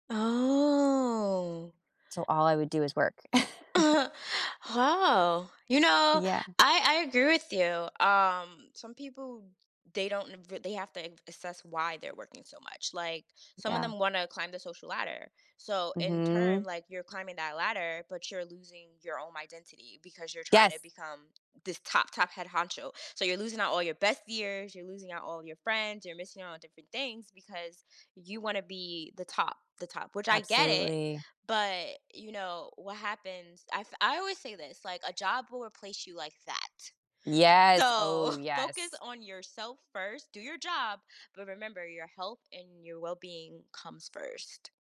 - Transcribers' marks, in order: tapping; drawn out: "Oh"; chuckle; "own" said as "owm"; chuckle
- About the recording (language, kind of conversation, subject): English, unstructured, What helps you maintain a healthy balance between your job and your personal life?
- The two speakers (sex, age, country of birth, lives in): female, 30-34, United States, United States; female, 40-44, United States, United States